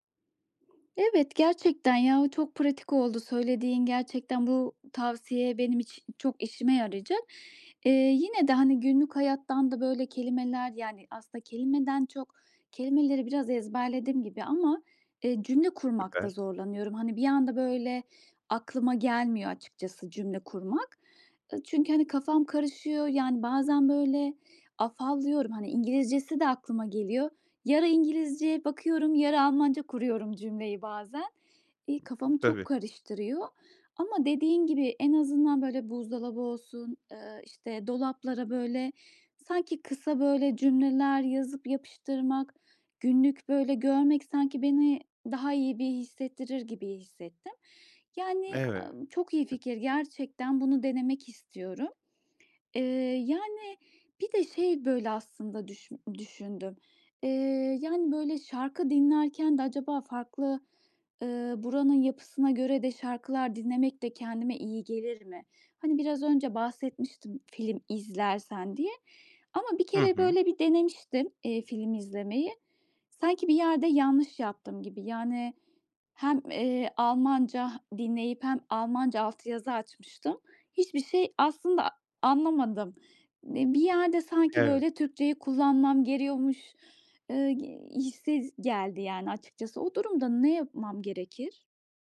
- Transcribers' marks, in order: other background noise
- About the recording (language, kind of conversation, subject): Turkish, advice, Yeni işe başlarken yeni rutinlere nasıl uyum sağlayabilirim?